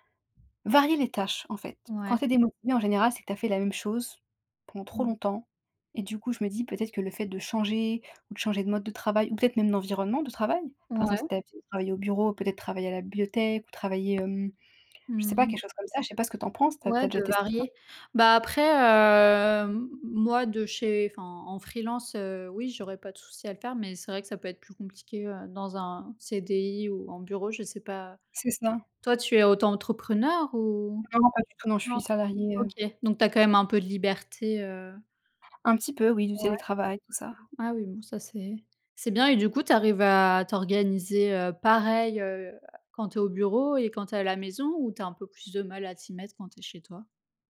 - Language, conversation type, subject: French, unstructured, Comment organiser son temps pour mieux étudier ?
- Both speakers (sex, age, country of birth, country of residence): female, 25-29, France, France; female, 30-34, France, France
- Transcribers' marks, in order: tapping